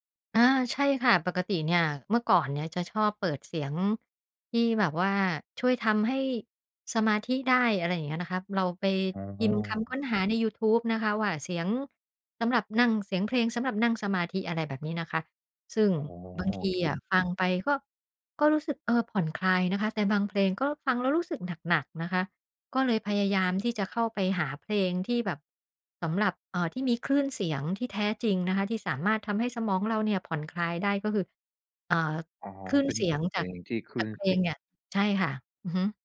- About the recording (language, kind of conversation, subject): Thai, podcast, กิจวัตรดูแลใจประจำวันของคุณเป็นอย่างไรบ้าง?
- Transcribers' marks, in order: tapping; other background noise